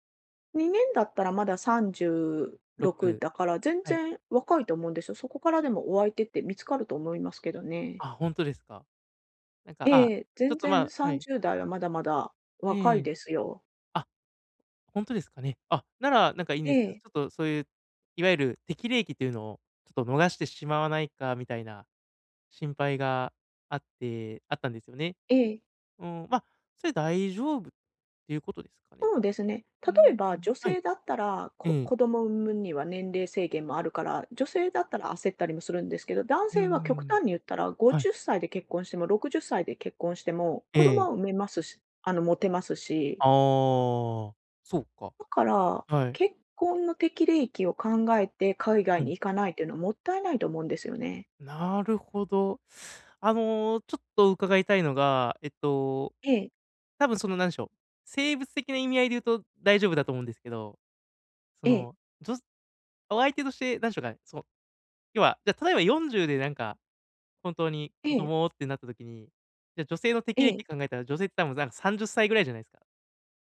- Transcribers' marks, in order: none
- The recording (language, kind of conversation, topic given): Japanese, advice, 大きな決断で後悔を避けるためには、どのように意思決定すればよいですか？